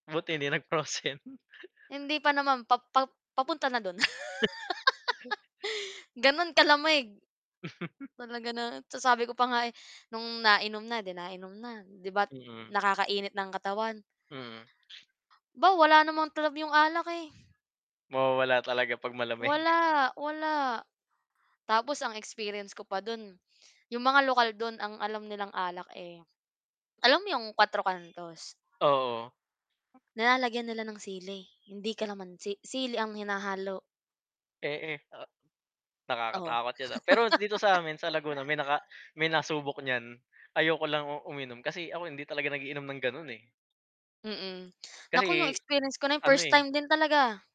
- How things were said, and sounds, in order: chuckle; "naman" said as "namam"; tapping; chuckle; laugh; chuckle; static; chuckle; horn; laugh
- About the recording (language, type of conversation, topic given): Filipino, unstructured, Ano ang pinakamagandang tanawin na nakita mo sa isang biyahe?
- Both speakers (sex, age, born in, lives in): female, 25-29, Philippines, Philippines; male, 30-34, Philippines, Philippines